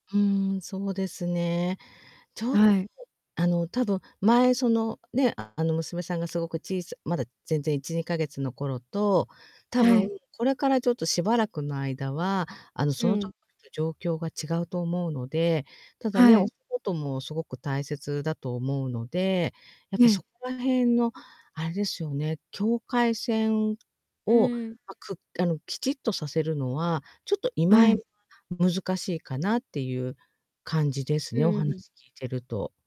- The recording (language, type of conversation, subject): Japanese, advice, 仕事と休息の境界が曖昧で疲れやすい
- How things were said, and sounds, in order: static; distorted speech; unintelligible speech